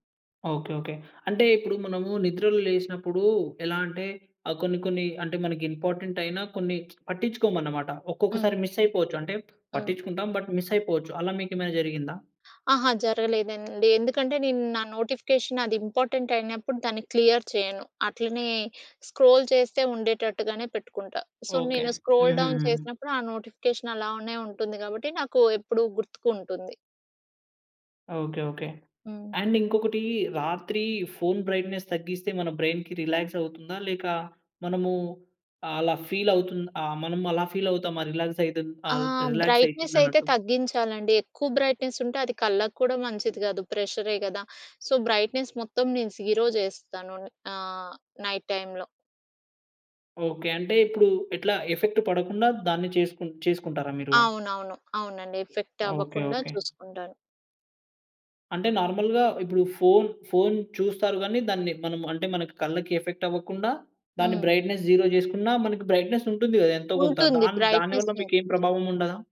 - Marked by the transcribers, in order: tsk; in English: "మిస్"; in English: "బట్ మిస్"; in English: "నోటిఫికేషన్"; in English: "ఇంపార్టెంట్"; in English: "క్లియర్"; in English: "స్క్రోల్"; in English: "సో"; in English: "స్క్రోల్ డౌన్"; in English: "నోటిఫికేషన్"; in English: "అండ్"; in English: "బ్రైట్‌నెస్"; in English: "బ్రైన్‌కి రిలాక్స్"; in English: "ఫీల్"; in English: "ఫీల్"; in English: "రిలాక్స్"; in English: "రిలాక్స్"; in English: "బ్రైట్‌నెస్"; in English: "బ్రైట్‌నెస్"; other background noise; in English: "సో, బ్రైట్‌నెస్"; in English: "జీరో"; in English: "నైట్ టైమ్‌లో"; in English: "ఎఫెక్ట్"; in English: "ఎఫెక్ట్"; in English: "నార్మల్‌గా"; in English: "ఎఫెక్ట్"; in English: "బ్రైట్‌నెస్ జీరో"; in English: "బ్రైట్‌నెస్"; in English: "బ్రైట్‌నెస్"
- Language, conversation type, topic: Telugu, podcast, రాత్రి పడుకునే ముందు మొబైల్ ఫోన్ వాడకం గురించి మీ అభిప్రాయం ఏమిటి?